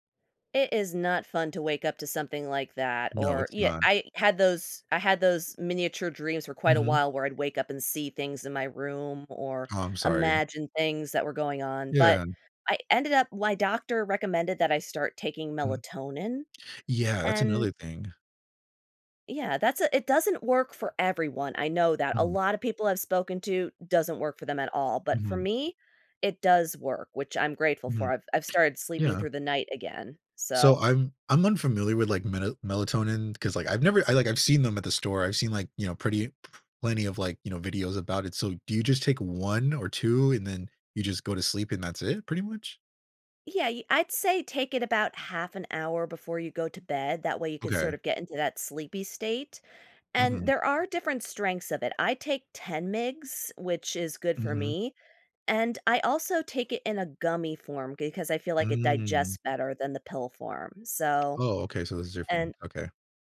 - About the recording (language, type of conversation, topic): English, unstructured, How can I use better sleep to improve my well-being?
- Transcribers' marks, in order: other background noise; tapping